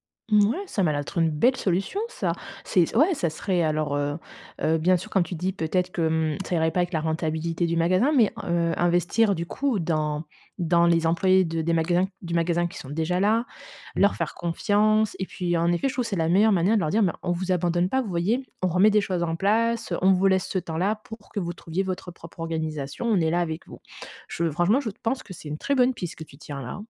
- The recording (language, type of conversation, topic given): French, advice, Comment regagner la confiance de mon équipe après une erreur professionnelle ?
- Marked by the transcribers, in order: stressed: "belle"; tapping